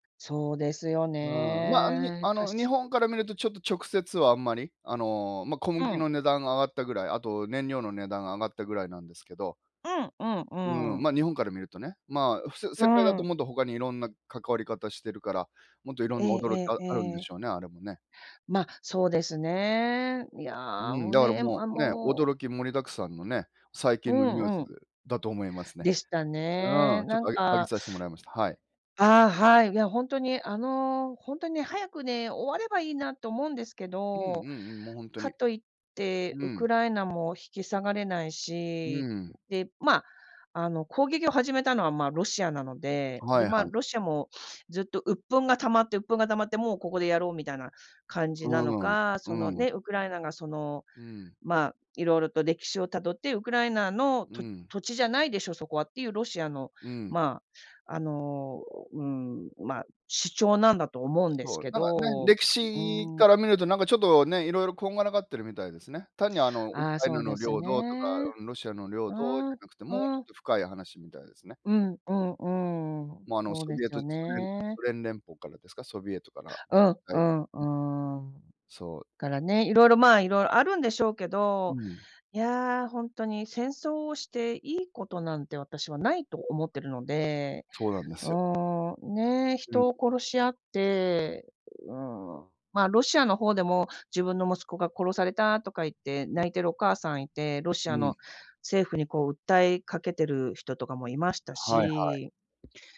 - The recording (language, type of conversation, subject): Japanese, unstructured, 最近のニュースで驚いたことはありますか？
- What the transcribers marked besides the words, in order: other background noise